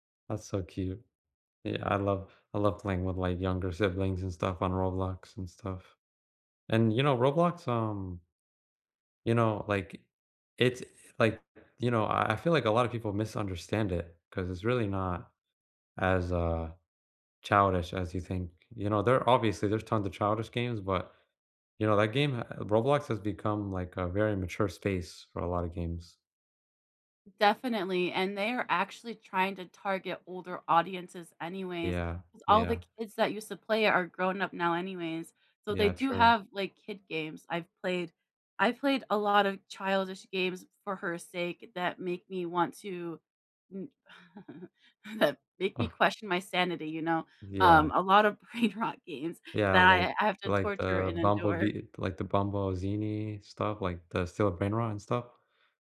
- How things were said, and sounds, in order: chuckle; scoff; laughing while speaking: "Brainrot"; "Bumblebee" said as "bumblegee"; laughing while speaking: "endure"
- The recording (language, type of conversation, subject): English, unstructured, Which video games do you most enjoy watching friends or streamers play, and what makes it fun to watch together?